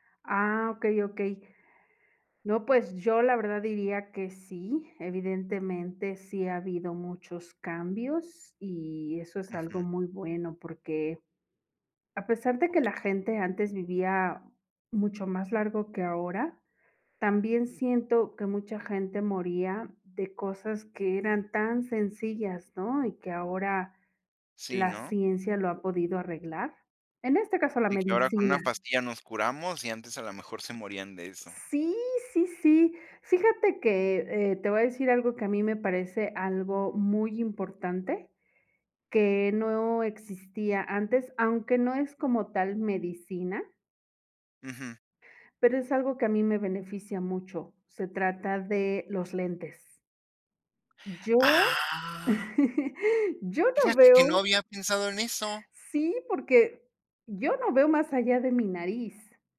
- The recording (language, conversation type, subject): Spanish, unstructured, ¿Cómo ha cambiado la vida con el avance de la medicina?
- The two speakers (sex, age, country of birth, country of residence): female, 20-24, Mexico, Mexico; female, 45-49, Mexico, Mexico
- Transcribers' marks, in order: surprised: "Ah"; laugh